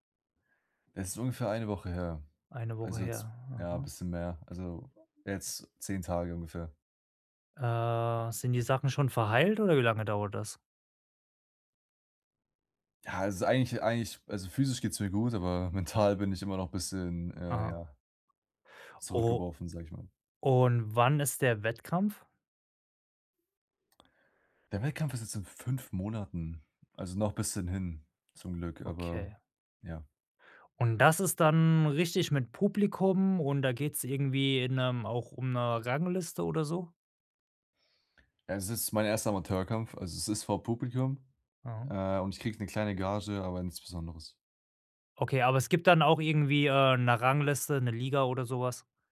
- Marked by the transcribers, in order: laughing while speaking: "mental"; other background noise
- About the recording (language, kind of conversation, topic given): German, advice, Wie kann ich nach einem Rückschlag meine Motivation wiederfinden?